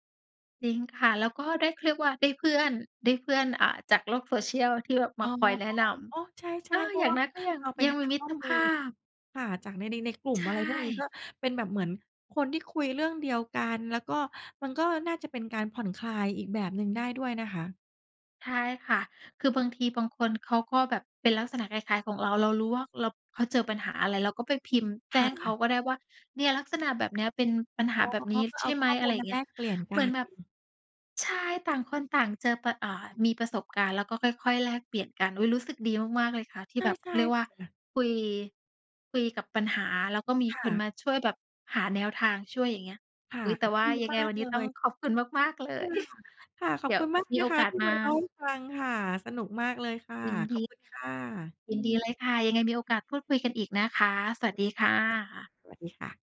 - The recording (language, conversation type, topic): Thai, podcast, จะทำสวนครัวเล็กๆ บนระเบียงให้ปลูกแล้วเวิร์กต้องเริ่มยังไง?
- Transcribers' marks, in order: chuckle